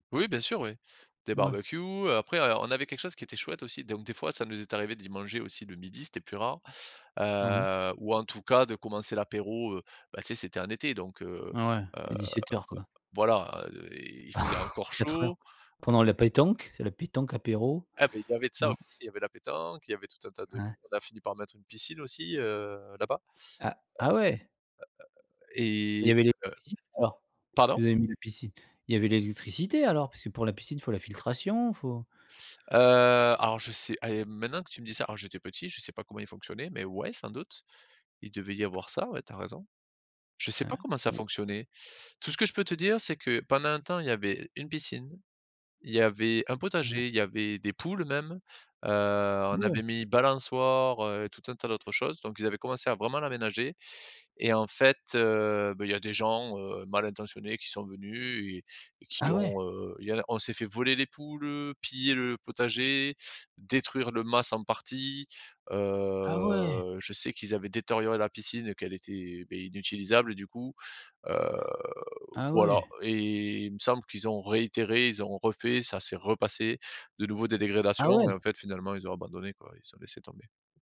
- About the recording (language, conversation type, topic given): French, podcast, Comment se déroulaient les repas en famille chez toi ?
- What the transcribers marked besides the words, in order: chuckle; tapping; other background noise; unintelligible speech; stressed: "balançoires"; drawn out: "heu"; surprised: "Ah ouais"; drawn out: "heu"; "dégradations" said as "dégrédations"